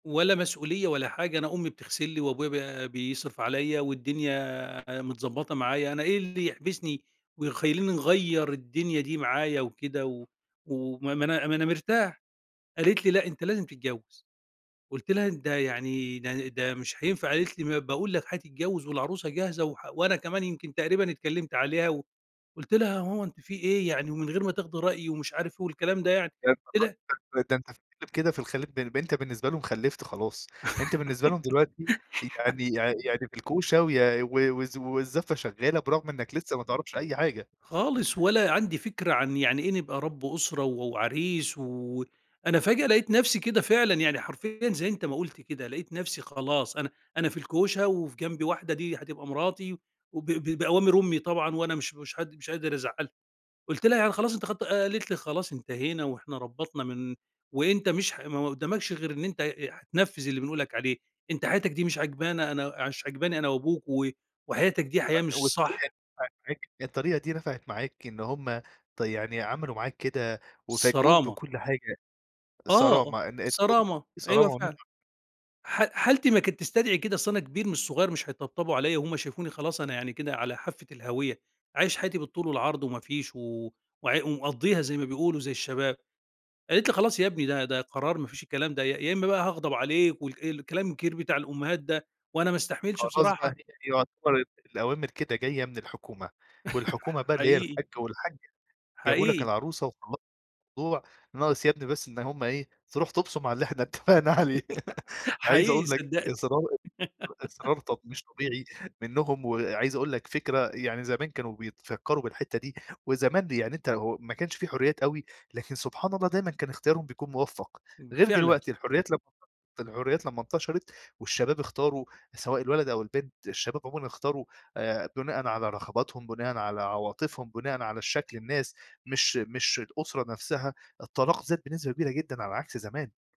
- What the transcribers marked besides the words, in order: "ويخلّيني" said as "ويخيلّيني"; unintelligible speech; tapping; giggle; unintelligible speech; chuckle; giggle; laughing while speaking: "اتفقنا عليه"; laugh; giggle
- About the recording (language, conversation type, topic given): Arabic, podcast, إزاي بتتعامل مع التغييرات الكبيرة والمفاجئة؟